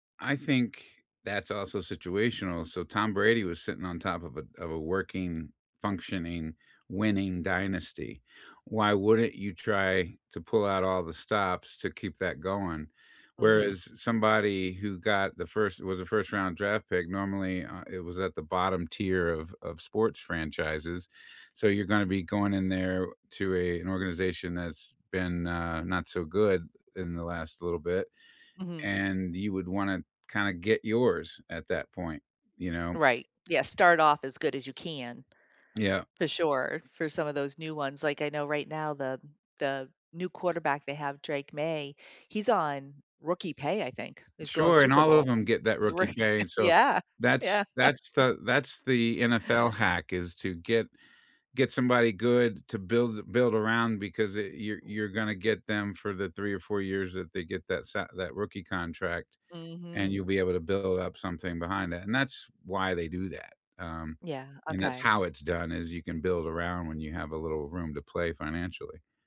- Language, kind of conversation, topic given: English, unstructured, Is it fair to negotiate your salary during a job interview?
- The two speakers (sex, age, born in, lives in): female, 55-59, United States, United States; male, 55-59, United States, United States
- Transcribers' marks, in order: tapping; other background noise; laughing while speaking: "roo Yeah, yeah"; chuckle